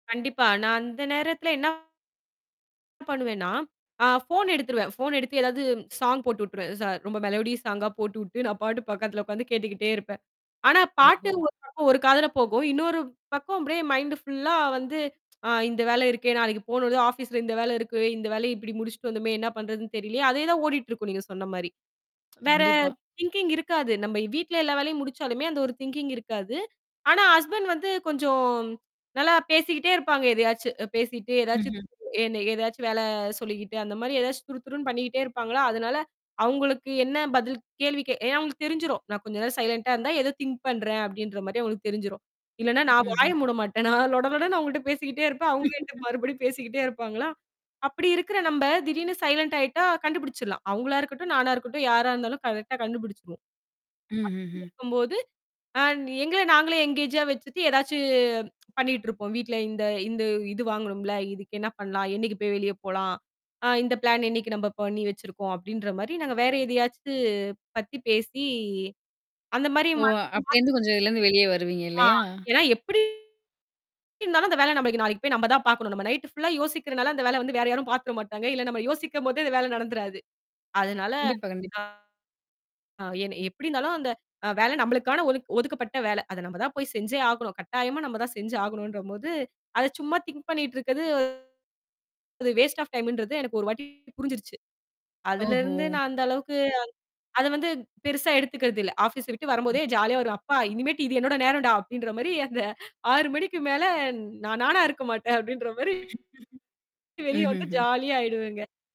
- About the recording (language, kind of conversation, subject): Tamil, podcast, வேலை முடிந்த பிறகு வீட்டுக்கு வந்ததும் மனநிலையை வீட்டுக்கேற்ப எப்படி மாற்றிக்கொள்கிறீர்கள்?
- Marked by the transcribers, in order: distorted speech; in English: "சாங்"; in English: "மெலோடிஸ் சாங்கா"; in English: "மைண்ட் ஃபுல்லா"; tsk; tsk; in English: "திங்கிங்"; in English: "திங்கிங்"; in English: "ஹஸ்பண்ட்"; in English: "சைலன்ட்டா"; in English: "திங்க்"; chuckle; laughing while speaking: "நான் லொட லொடன்னு அவர்கள்ட்ட பேசிகிட்டே இருப்பேன்"; in English: "சைலன்ட்டா"; in English: "கரெக்ட்டா"; unintelligible speech; in English: "எங்கேஜா"; in English: "பிளான்"; in English: "நைட் ஃபுல்லா"; in English: "திங்க்"; in English: "வேஸ்ட் ஆஃப் டைம்ன்றது"; other noise; in English: "ஜாலியா"; laughing while speaking: "அந்த ஆறு மணிக்கு மேலே"; chuckle